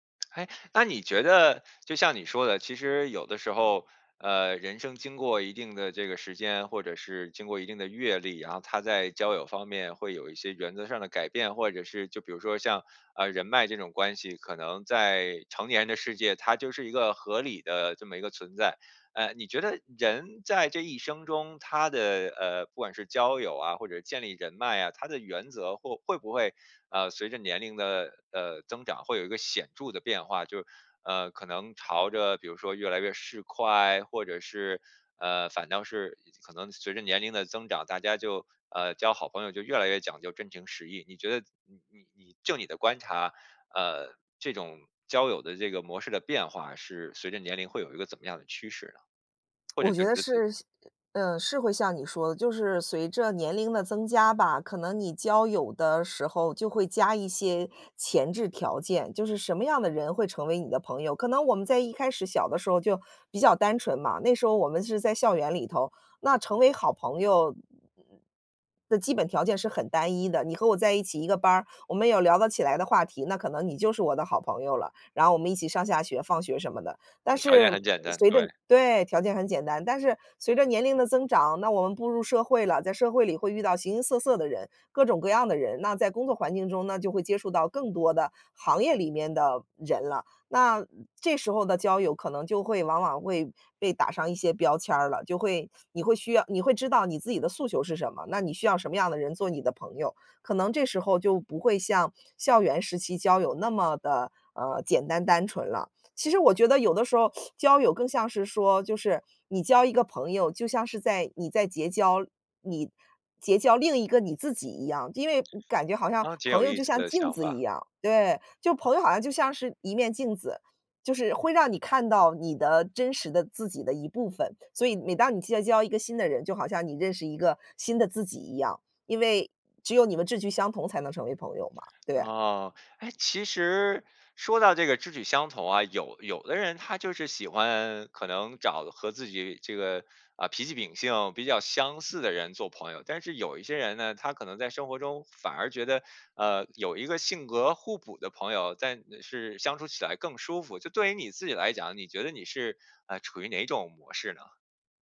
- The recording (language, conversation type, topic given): Chinese, podcast, 你是怎么认识并结交到这位好朋友的？
- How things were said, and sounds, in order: lip smack; lip smack; other noise; teeth sucking; other background noise; anticipating: "哎"